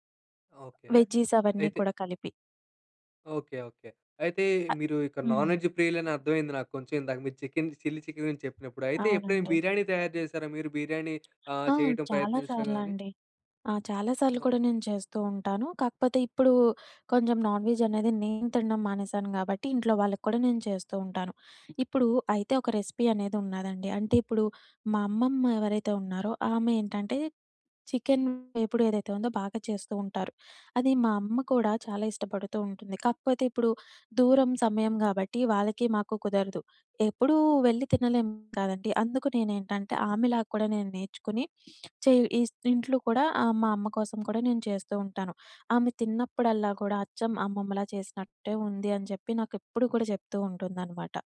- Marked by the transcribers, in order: other background noise; in English: "వెజ్జీస్"; other noise; in English: "నాన్ వెజ్"; in English: "చిల్లీ చికెన్"; tapping; in English: "నాన్ వెజ్"; in English: "రెసిపీ"; "ఇంట్లో" said as "తింట్లో"
- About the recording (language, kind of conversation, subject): Telugu, podcast, ఆ వంటకానికి సంబంధించిన ఒక చిన్న కథను చెప్పగలరా?